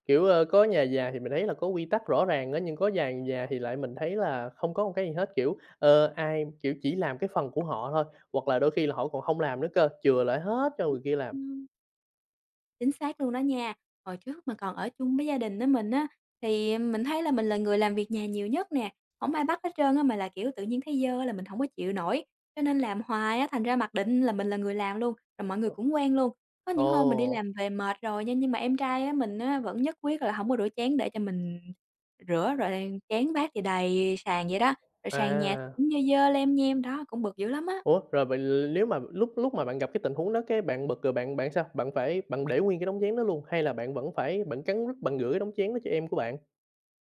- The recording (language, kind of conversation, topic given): Vietnamese, podcast, Làm sao bạn phân chia trách nhiệm làm việc nhà với người thân?
- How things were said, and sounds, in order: tapping; other background noise; unintelligible speech